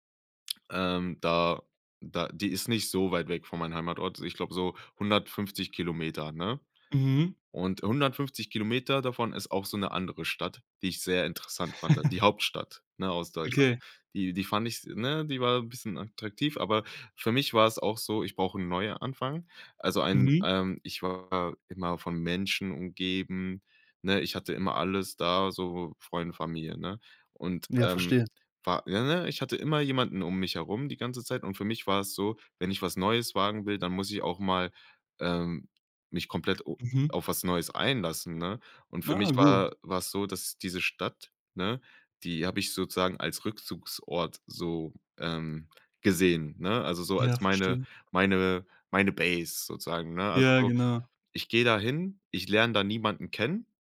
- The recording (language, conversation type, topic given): German, podcast, Wie hast du einen Neuanfang geschafft?
- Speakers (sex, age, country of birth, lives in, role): male, 20-24, Germany, Germany, host; male, 25-29, Germany, Germany, guest
- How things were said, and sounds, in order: chuckle; put-on voice: "Base"